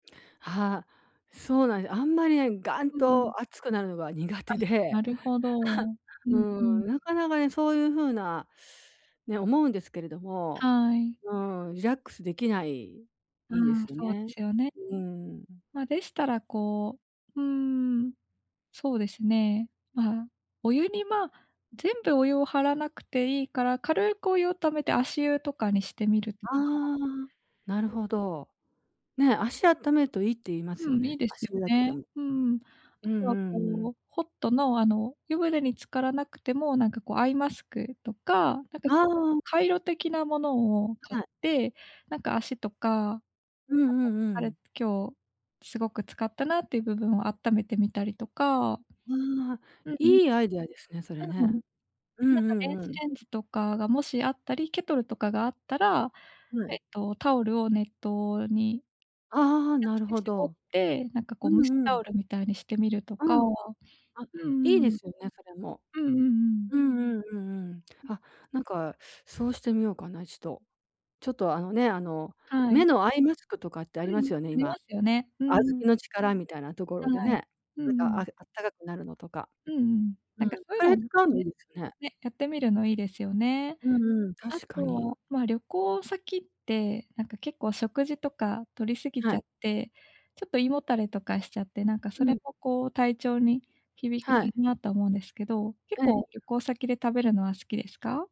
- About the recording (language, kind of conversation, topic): Japanese, advice, 旅行中のストレスや疲れは、どうすれば上手に和らげられますか？
- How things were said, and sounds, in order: giggle; other background noise; unintelligible speech; other noise; tapping